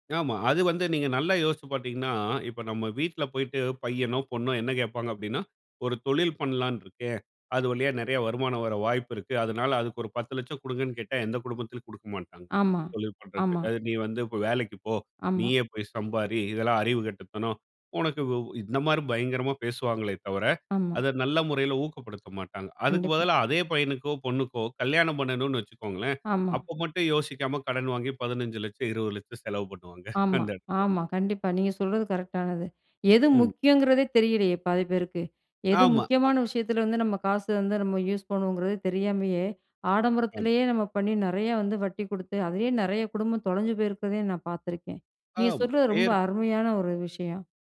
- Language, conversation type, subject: Tamil, podcast, ஓய்வு காலத்தை கருத்தில் கொண்டு இப்போது சில விஷயங்களைத் துறக்க வேண்டுமா?
- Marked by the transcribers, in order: chuckle; other background noise; in English: "யூஸ்"